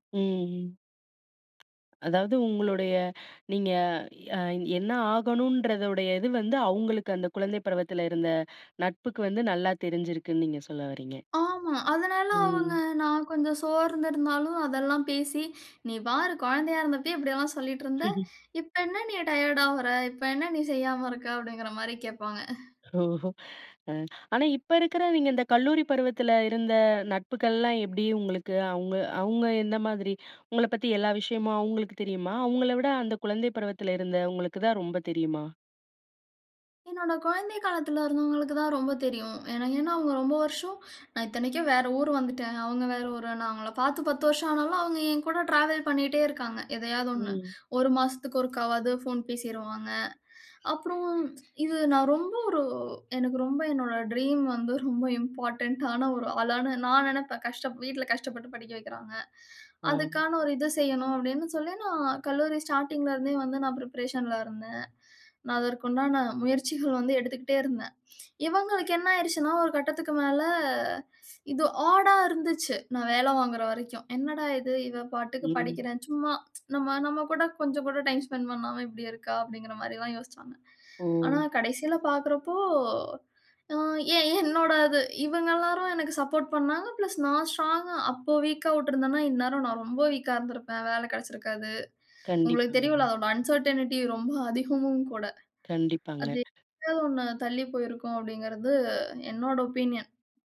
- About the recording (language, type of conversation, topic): Tamil, podcast, குழந்தைநிலையில் உருவான நட்புகள் உங்கள் தனிப்பட்ட வளர்ச்சிக்கு எவ்வளவு உதவின?
- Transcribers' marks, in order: other noise; other background noise; horn; in English: "இம்போர்டன்ட்"; in English: "பிரிப்பரேஷன்ல"; in English: "ஆடா"; tsk; in English: "அன்சர்டனிட்டி"; unintelligible speech; in English: "ஒப்பீனியன்"